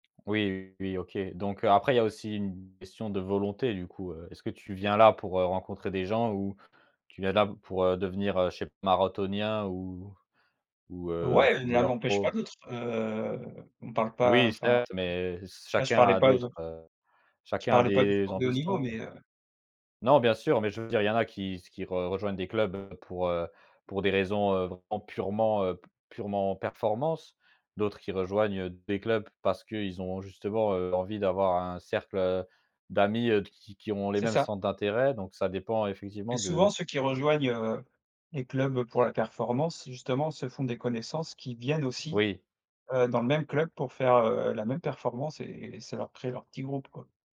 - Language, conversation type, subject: French, podcast, Quels lieux t'ont le plus aidé à rencontrer du monde ?
- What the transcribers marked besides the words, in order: none